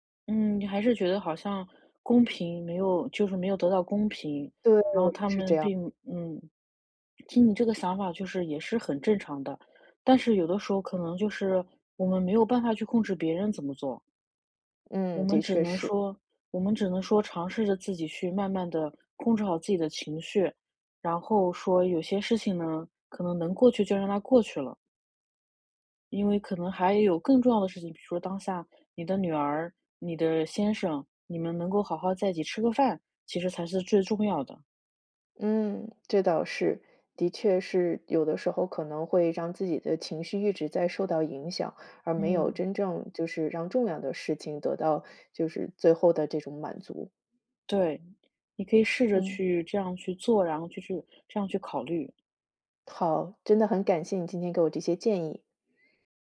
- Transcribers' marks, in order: none
- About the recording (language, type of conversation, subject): Chinese, advice, 我怎样才能更好地控制冲动和情绪反应？